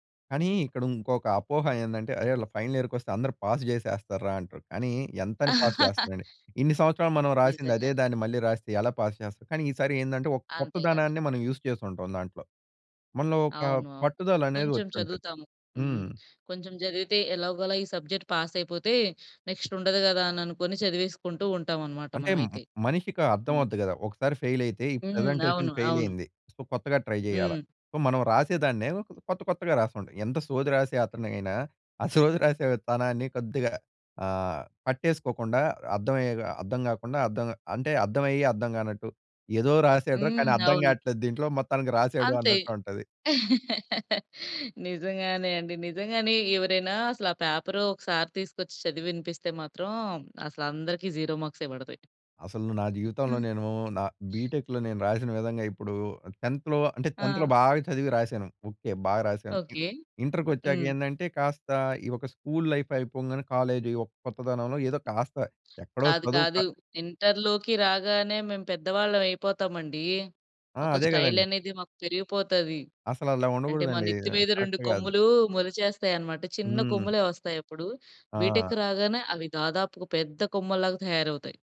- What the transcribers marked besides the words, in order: in English: "పాస్"; giggle; in English: "పాస్"; in English: "పాస్"; in English: "యూజ్"; in English: "సబ్జెక్ట్ పాస్"; in English: "నెక్స్ట్"; other noise; in English: "ఫెయిల్"; in English: "ప్రజెంటేషన్ ఫెయిల్"; in English: "సో"; in English: "ట్రై"; in English: "సో"; giggle; giggle; in English: "జీరో మార్క్సే"; in English: "బీటెక్‌లో"; in English: "టెన్త్‌లో"; in English: "టెన్త్‌లో"; in English: "స్కూల్ లైఫ్"; in English: "కాలేజ్"; other background noise; in English: "స్టైల్"; in English: "కరెక్ట్"; in English: "బీటెక్"
- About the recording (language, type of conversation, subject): Telugu, podcast, మీ కొత్త ఉద్యోగం మొదటి రోజు మీకు ఎలా అనిపించింది?